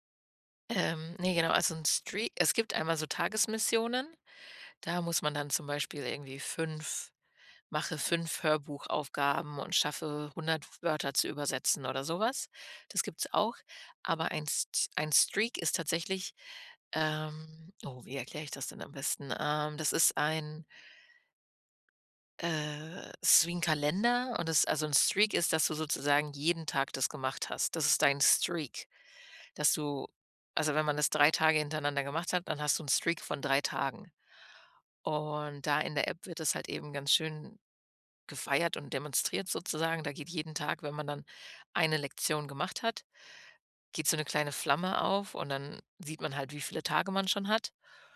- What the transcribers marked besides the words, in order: in English: "Streak"; in English: "Streak"; in English: "Streak"; in English: "Streak"
- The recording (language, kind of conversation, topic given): German, podcast, Wie planst du Zeit fürs Lernen neben Arbeit und Alltag?